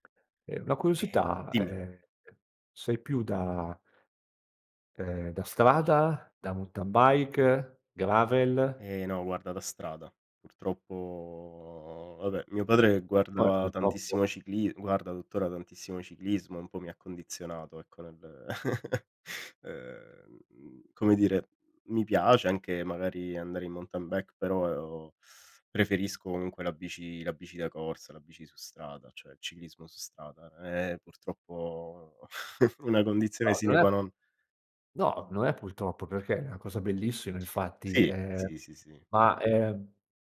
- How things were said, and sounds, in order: tapping; drawn out: "purtroppo"; chuckle; chuckle; in Latin: "sine qua non"
- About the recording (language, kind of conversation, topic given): Italian, podcast, Quale hobby ti ha cambiato la vita, anche solo un po'?